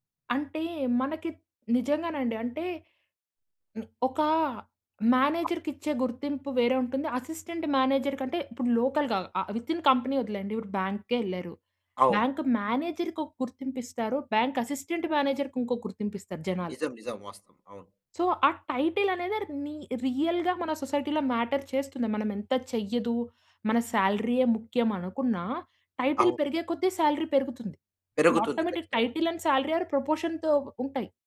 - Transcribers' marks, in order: in English: "అసిస్టెంట్ మేనేజర్"; other background noise; in English: "లోకల్‌గా"; in English: "విత్‌ఇన్ కంపెనీ"; in English: "బ్యాంక్ మేనేజర్‌కి"; in English: "బ్యాంక్ అసిస్టెంట్"; in English: "సో"; in English: "టైటిల్"; in English: "రియల్‌గా"; in English: "సొసైటీలో మ్యాటర్"; in English: "టైటిల్"; in English: "సాలరీ"; in English: "ఆటోమేటిక్ టైటిల్ అండ్ సాలరీ ఆర్ ప్రపోర్షన్‌తో"
- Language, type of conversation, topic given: Telugu, podcast, ఉద్యోగ హోదా మీకు ఎంత ప్రాముఖ్యంగా ఉంటుంది?